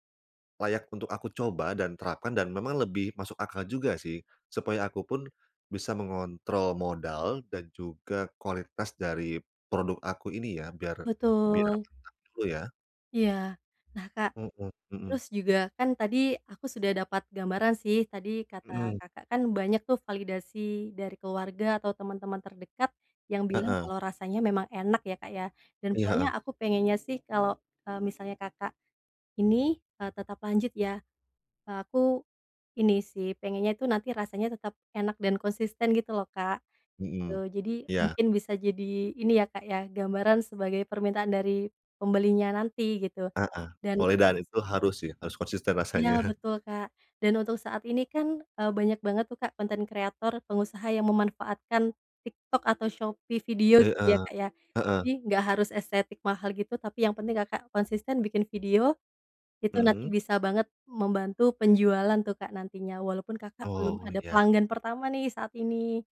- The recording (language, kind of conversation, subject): Indonesian, advice, Bagaimana cara memulai hal baru meski masih ragu dan takut gagal?
- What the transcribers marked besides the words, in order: tapping; other background noise; chuckle